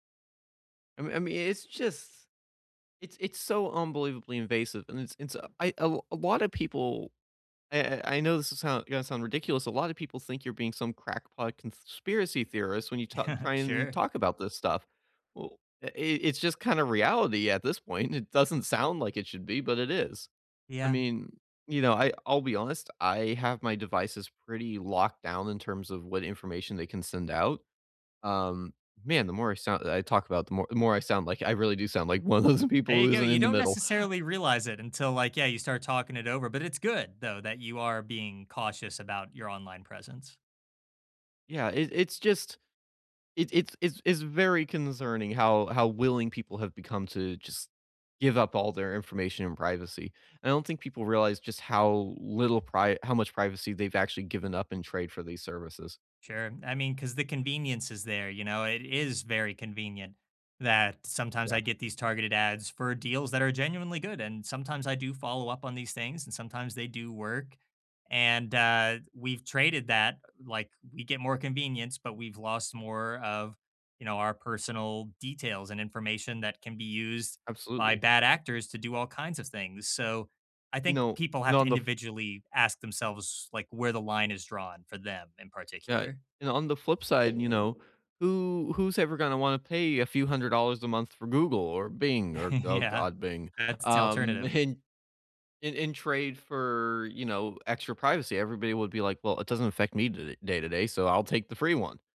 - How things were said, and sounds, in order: "conspiracy" said as "conthspiracy"; chuckle; laughing while speaking: "one of those people"; chuckle; laughing while speaking: "Yeah"; "alternative" said as "telternative"; laughing while speaking: "in"
- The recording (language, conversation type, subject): English, unstructured, How do you feel about ads tracking what you do online?
- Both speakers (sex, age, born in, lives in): male, 20-24, United States, United States; male, 30-34, United States, United States